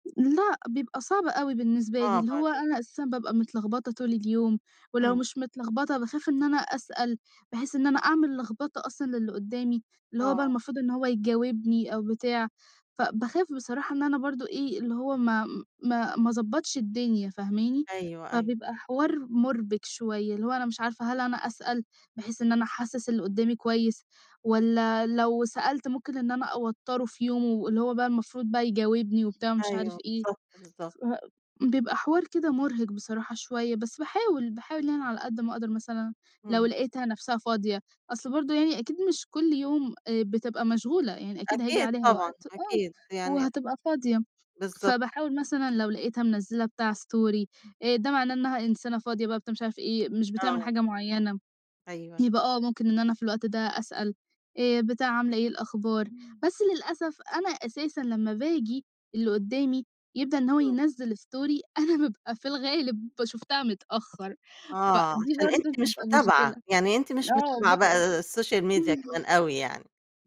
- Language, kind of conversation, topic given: Arabic, podcast, إزاي الواحد ممكن يحس بالوحدة وهو وسط الناس؟
- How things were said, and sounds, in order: tapping; in English: "story"; other background noise; in English: "story"; laughing while speaking: "أنا بابقى في الغالب"; in English: "السوشيال ميديا"; chuckle